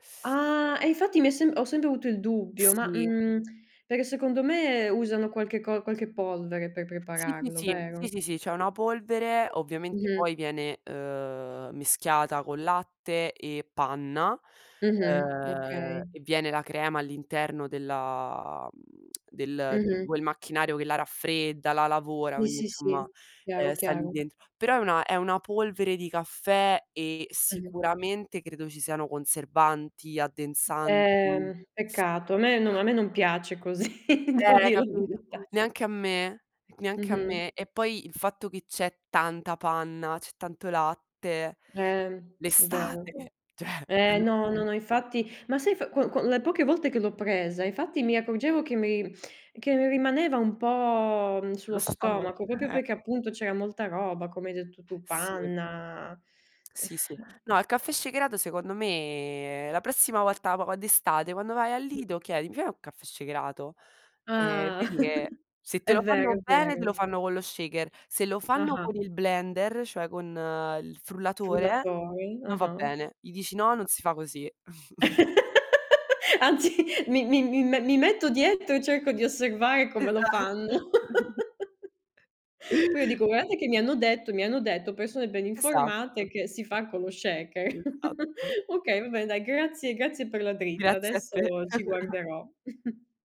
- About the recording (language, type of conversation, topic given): Italian, unstructured, Preferisci il caffè o il tè per iniziare la giornata e perché?
- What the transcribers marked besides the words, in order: other background noise; laughing while speaking: "così. Devo dir la verità"; chuckle; tapping; stressed: "L'estate"; chuckle; chuckle; "proprio" said as "propio"; sigh; chuckle; laugh; chuckle; laugh; laughing while speaking: "Esatto"; chuckle; chuckle; chuckle